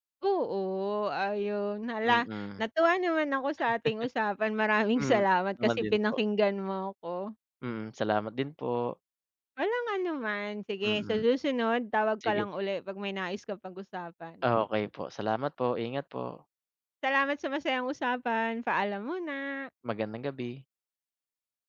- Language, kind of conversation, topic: Filipino, unstructured, Ano ang masasabi mo tungkol sa mga taong laging nagrereklamo pero walang ginagawa?
- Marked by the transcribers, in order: chuckle; laughing while speaking: "Maraming salamat"; "uli" said as "ule"